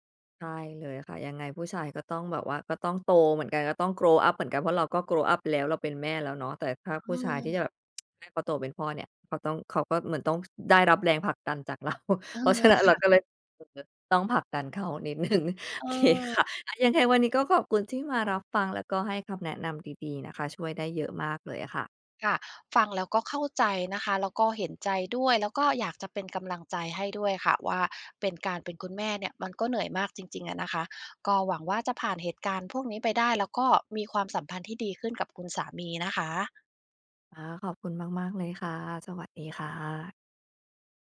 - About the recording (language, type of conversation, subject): Thai, advice, ความสัมพันธ์ของคุณเปลี่ยนไปอย่างไรหลังจากมีลูก?
- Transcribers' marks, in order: in English: "grow up"; in English: "grow up"; tapping; lip smack; laughing while speaking: "เรา"; unintelligible speech; laughing while speaking: "หนึ่ง โอเค ค่ะ"